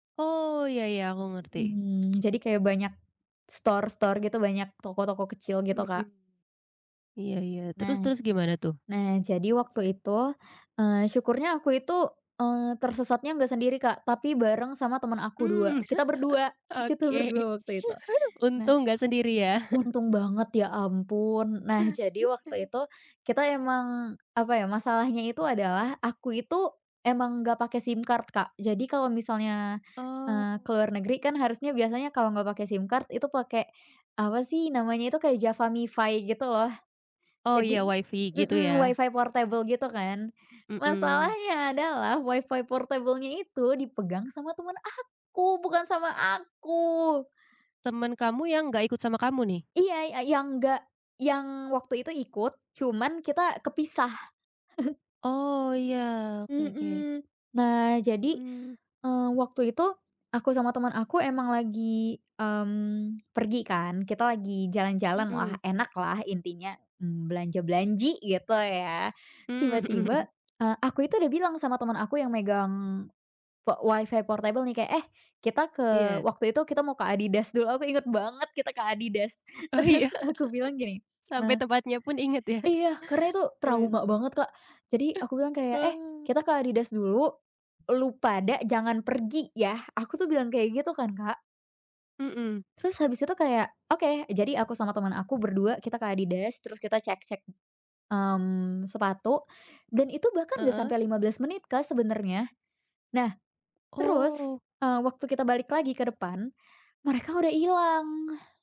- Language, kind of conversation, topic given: Indonesian, podcast, Apa yang kamu lakukan saat tersesat di tempat asing?
- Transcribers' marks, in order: in English: "store-store"; laugh; laughing while speaking: "Oke"; laugh; chuckle; in English: "SIM card"; in English: "SIM card"; in English: "portable"; tapping; in English: "portable-nya"; chuckle; stressed: "belanji"; laughing while speaking: "hmm hmm"; in English: "portable"; laughing while speaking: "Terus"; laughing while speaking: "iya?"; laugh; laughing while speaking: "inget ya?"; chuckle